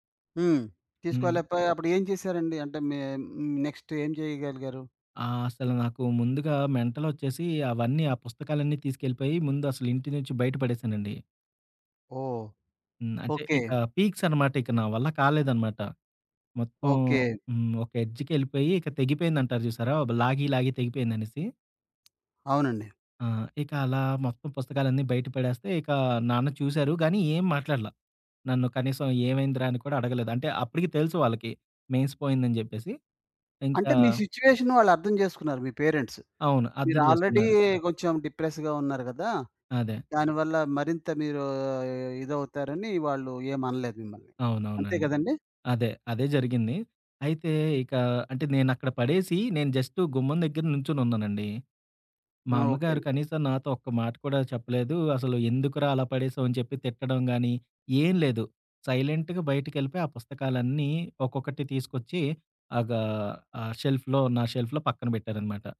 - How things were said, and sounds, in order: in English: "నెక్స్ట్"; in English: "పీక్స్"; in English: "ఎడ్జ్‌కెళ్ళిలిపోయి"; tapping; in English: "మెయిన్స్"; other background noise; in English: "పేరెంట్స్"; in English: "ఆల్రెడీ"; in English: "డిప్రెస్‌గా"; in English: "జస్ట్"; in English: "సైలెంట్‌గా"; in English: "షెల్ఫ్‌లో"; in English: "షెల్ఫ్‌లో"
- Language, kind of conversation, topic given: Telugu, podcast, ప్రేరణ లేకపోతే మీరు దాన్ని ఎలా తెచ్చుకుంటారు?